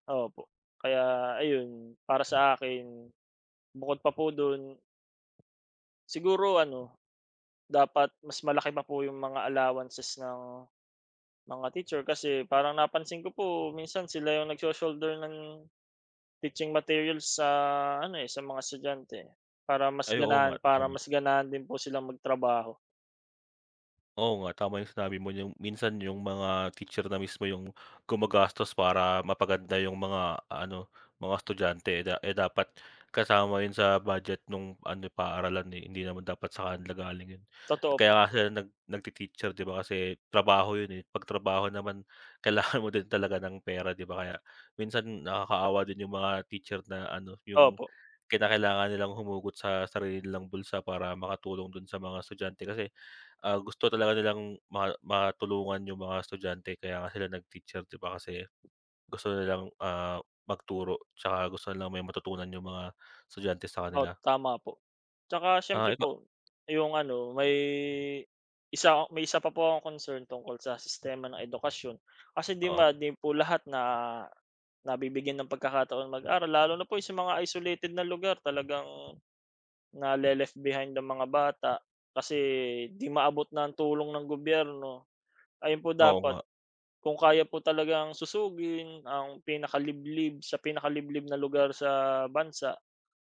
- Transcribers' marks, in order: wind; "'di ba" said as "'di ma"
- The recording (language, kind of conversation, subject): Filipino, unstructured, Paano sa palagay mo dapat magbago ang sistema ng edukasyon?